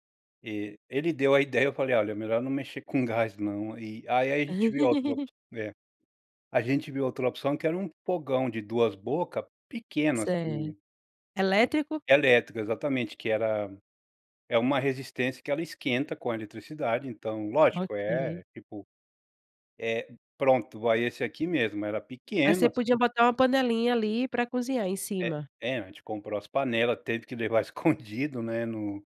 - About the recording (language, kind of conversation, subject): Portuguese, podcast, Como a comida da sua infância se transforma quando você mora em outro país?
- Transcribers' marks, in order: laugh; other noise